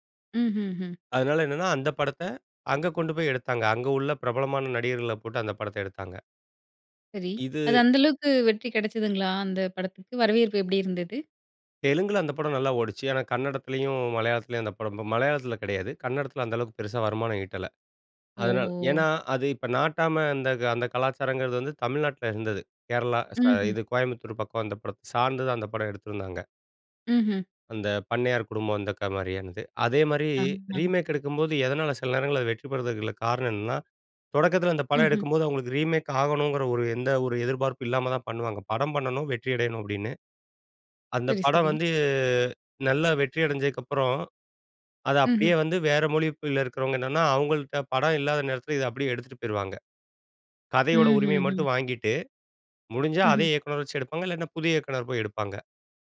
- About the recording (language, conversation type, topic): Tamil, podcast, புதிய மறுஉருவாக்கம் அல்லது மறுதொடக்கம் பார்ப்போதெல்லாம் உங்களுக்கு என்ன உணர்வு ஏற்படுகிறது?
- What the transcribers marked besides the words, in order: other background noise; in English: "ரீமேக்"; in English: "ரீமேக்"; drawn out: "வந்து"; "மொழியில" said as "மொழிப்பில"